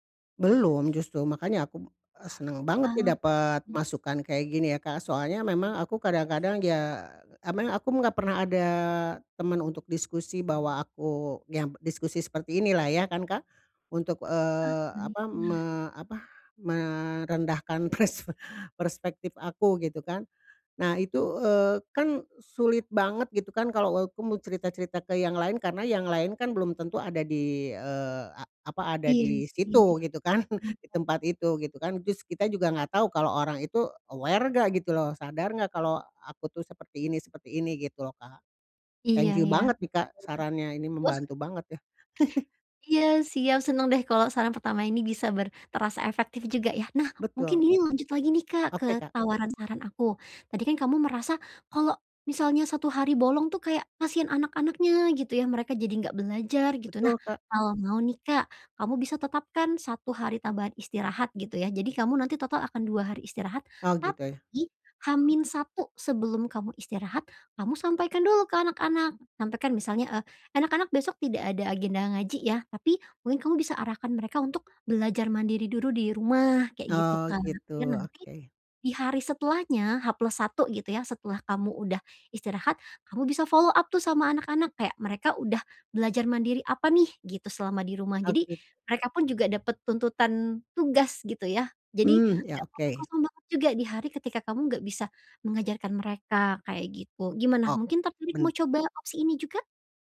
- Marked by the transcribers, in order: laughing while speaking: "persfe"; chuckle; unintelligible speech; in English: "aware"; unintelligible speech; giggle; in English: "follow up"
- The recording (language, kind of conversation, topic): Indonesian, advice, Kenapa saya merasa bersalah saat ingin bersantai saja?